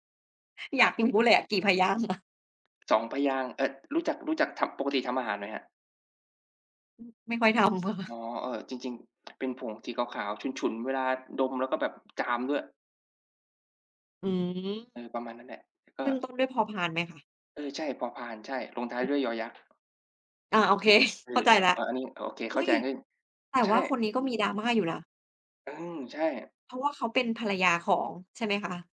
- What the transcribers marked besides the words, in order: other background noise; tapping; laughing while speaking: "ค่ะ"; tsk
- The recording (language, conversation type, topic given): Thai, unstructured, ทำไมคนถึงชอบติดตามดราม่าของดาราในโลกออนไลน์?